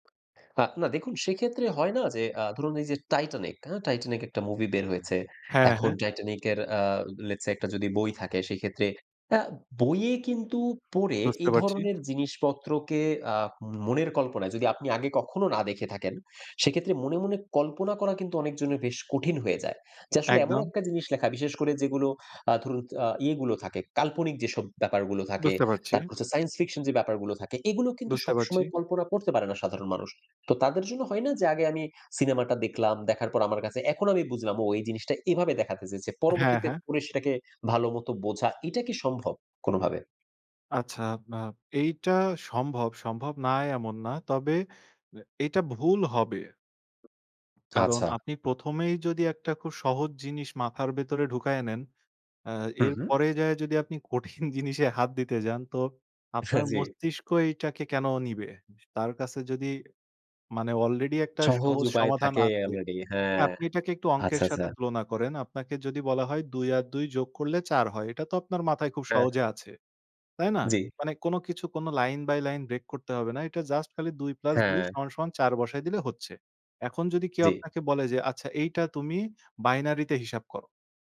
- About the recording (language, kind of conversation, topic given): Bengali, podcast, বই পড়ার অভ্যাস সহজভাবে কীভাবে গড়ে তোলা যায়?
- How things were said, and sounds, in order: tapping; in English: "let's say"; other background noise; laughing while speaking: "হ্যাঁ, জি"; in English: "line by line break"; in English: "binary"